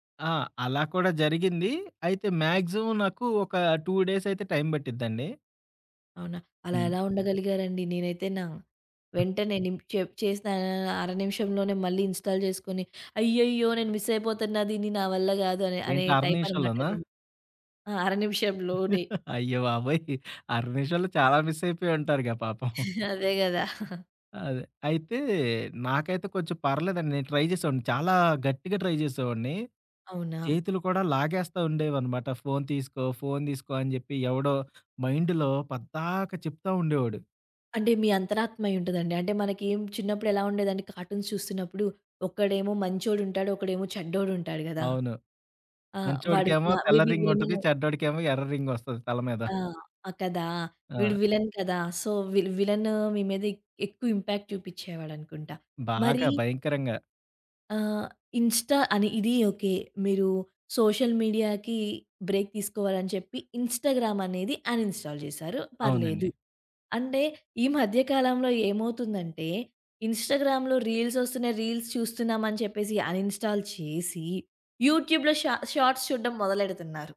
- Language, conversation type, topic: Telugu, podcast, స్మార్ట్‌ఫోన్ లేదా సామాజిక మాధ్యమాల నుంచి కొంత విరామం తీసుకోవడం గురించి మీరు ఎలా భావిస్తారు?
- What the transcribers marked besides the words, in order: in English: "మ్యాక్సిమమ్"; in English: "టూ డేస్"; in English: "ఇన్‌స్టాల్"; in English: "మిస్"; in English: "టైప్"; laughing while speaking: "అయ్యబాబోయ్!"; laughing while speaking: "అదే కదా!"; in English: "ట్రై"; in English: "ట్రై"; in English: "మైండ్‌లో"; in English: "కార్టూన్స్"; in English: "రింగ్"; in English: "మే బీ"; in English: "విలన్"; in English: "సో"; in English: "ఇంపాక్ట్"; in English: "ఇన్‌స్టా"; in English: "సోషల్ మీడియాకి బ్రేక్"; in English: "ఇన్‌స్టాగ్రామ్"; in English: "అన్‌ఇన్‌స్టాల్"; in English: "ఇన్‌స్టాగ్రామ్‌లో రీల్స్"; in English: "రీల్స్"; in English: "అన్‌ఇన్‌స్టాల్"; in English: "యూట్యూబ్‌లో షా షార్ట్స్"